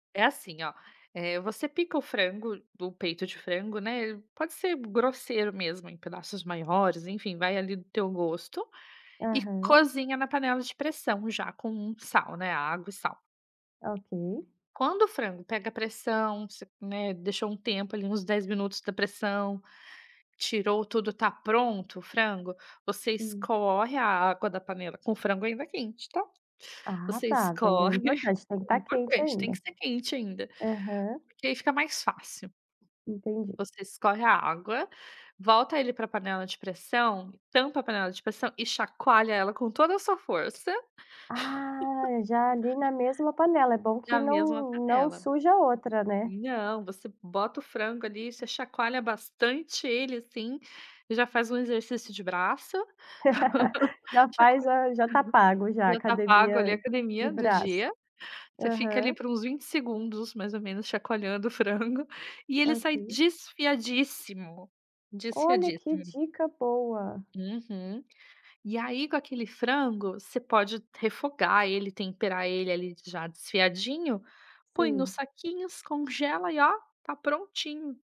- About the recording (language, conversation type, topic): Portuguese, podcast, O que você costuma cozinhar nos dias mais corridos?
- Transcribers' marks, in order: tapping; chuckle; laugh; laugh